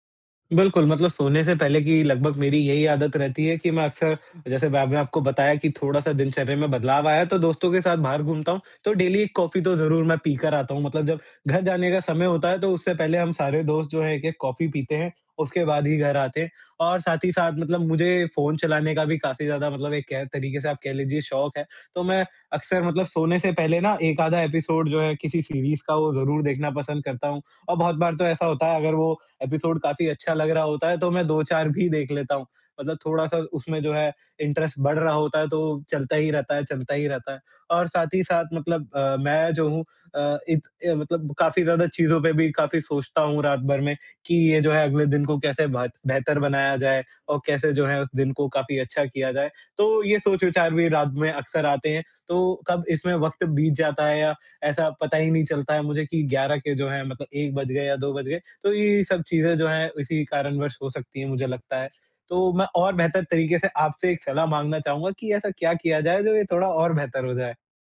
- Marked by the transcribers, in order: in English: "डेली"; in English: "इंटरेस्ट"
- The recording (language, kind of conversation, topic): Hindi, advice, आपकी नींद का समय कितना अनियमित रहता है और आपको पर्याप्त नींद क्यों नहीं मिल पाती?